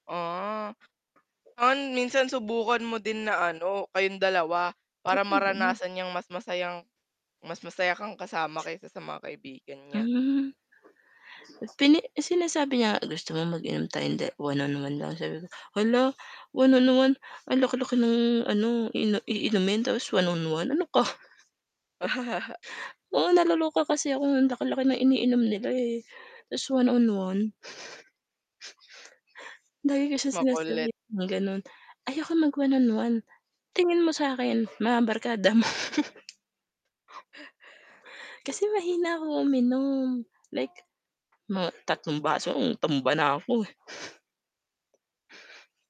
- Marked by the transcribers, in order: static; unintelligible speech; tongue click; other background noise; laugh; distorted speech; dog barking; chuckle; tapping
- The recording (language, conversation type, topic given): Filipino, unstructured, Ano ang ginagawa mo kapag may hindi pagkakaunawaan sa inyong relasyon?
- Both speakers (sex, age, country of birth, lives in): female, 20-24, Philippines, Philippines; female, 25-29, Philippines, Philippines